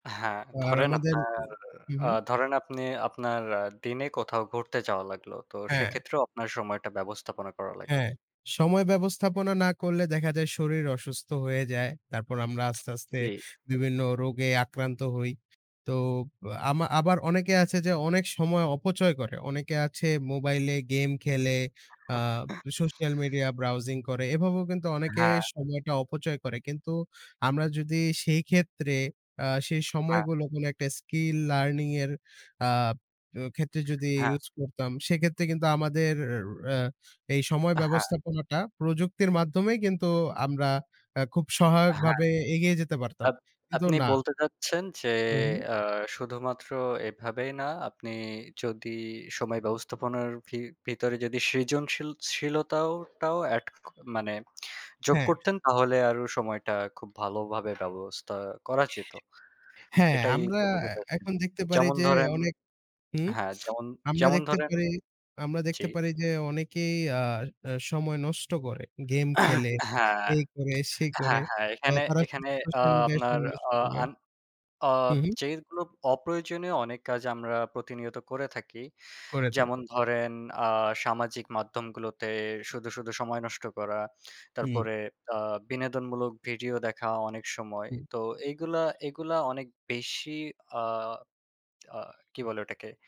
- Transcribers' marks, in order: other background noise; tapping; chuckle; other noise; horn; throat clearing
- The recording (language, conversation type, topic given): Bengali, unstructured, কীভাবে আমরা সময় ব্যবস্থাপনাকে আরও কার্যকর করতে পারি?